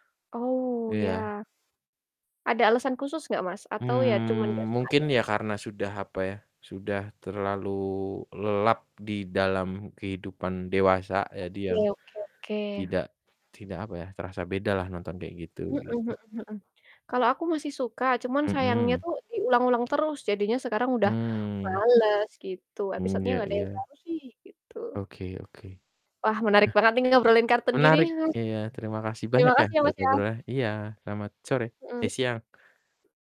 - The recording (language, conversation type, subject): Indonesian, unstructured, Apa cerita tentang acara televisi favoritmu saat kamu masih kecil?
- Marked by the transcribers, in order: static; distorted speech; chuckle